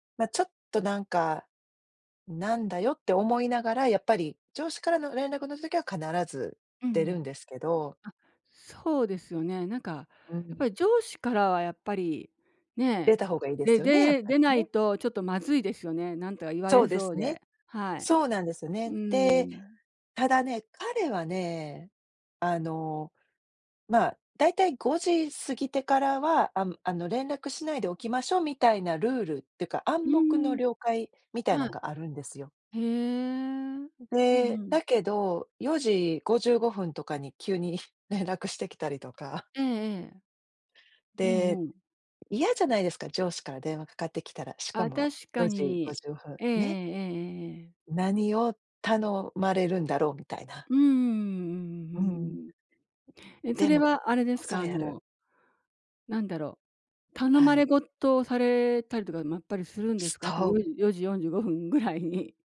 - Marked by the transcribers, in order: other background noise
- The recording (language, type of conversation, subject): Japanese, advice, 職場や家庭で頻繁に中断されて集中できないとき、どうすればよいですか？